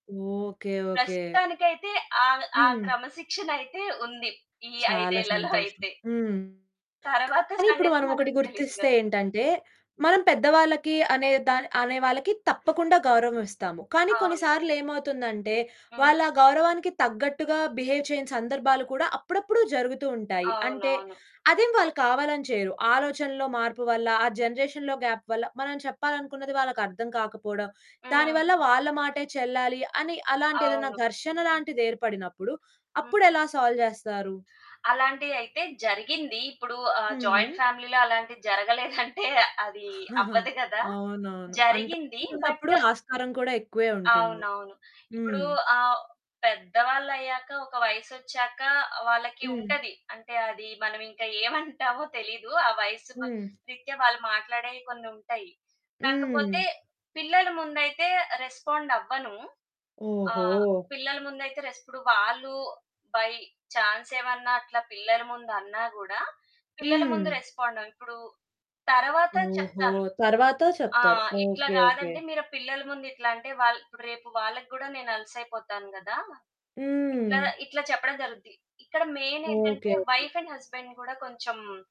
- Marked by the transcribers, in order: laughing while speaking: "ఐదేళ్లలో అయితే"; other background noise; in English: "బిహేవ్"; in English: "జనరేషన్‌లో గ్యాప్"; in English: "సాల్వ్"; in English: "జాయింట్ ఫ్యామిలీలో"; laughing while speaking: "జరగలేదంటే"; chuckle; distorted speech; in English: "బట్"; in English: "బై"; tapping; in English: "వైఫ్ అండ్ హస్బండ్"
- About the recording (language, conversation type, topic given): Telugu, podcast, వృద్ధులను గౌరవించడం వంటి విలువలను పిల్లలకు ఎలా నేర్పిస్తారు?